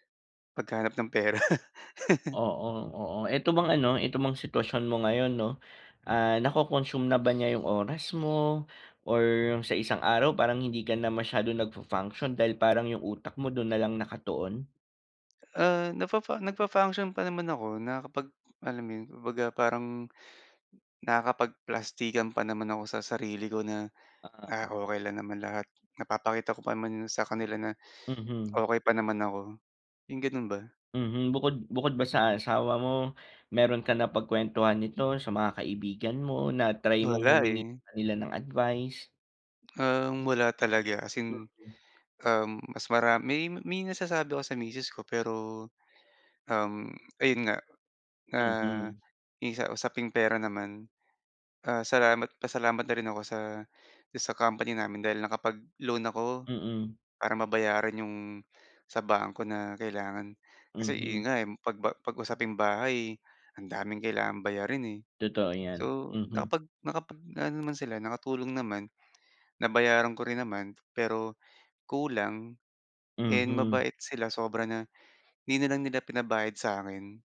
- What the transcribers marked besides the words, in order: laughing while speaking: "pera"; laugh; bird
- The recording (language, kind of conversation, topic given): Filipino, advice, Paano ko matatanggap ang mga bagay na hindi ko makokontrol?